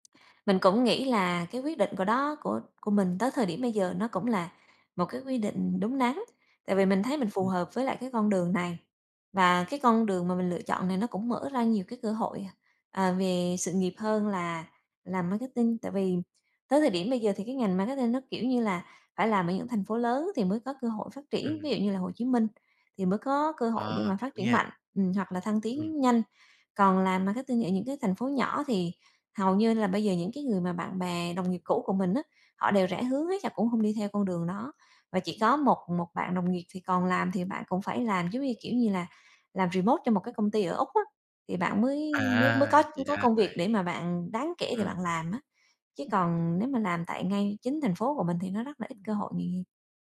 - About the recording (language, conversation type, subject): Vietnamese, podcast, Kể về quyết định nghề quan trọng nhất bạn từng đưa ra?
- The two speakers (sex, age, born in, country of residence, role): female, 35-39, Vietnam, Vietnam, guest; male, 30-34, Vietnam, Vietnam, host
- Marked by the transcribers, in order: tapping; in English: "remote"; other background noise